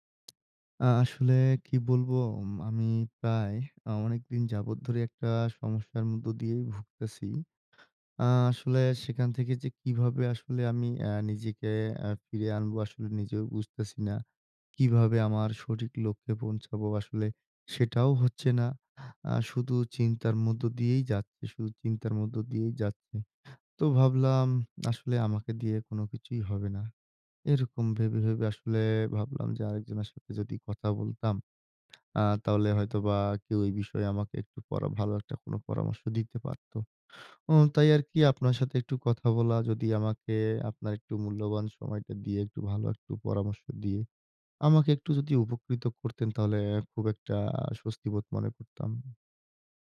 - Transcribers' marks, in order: lip smack; lip smack
- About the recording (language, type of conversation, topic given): Bengali, advice, বাড়িতে থাকলে কীভাবে উদ্বেগ কমিয়ে আরাম করে থাকতে পারি?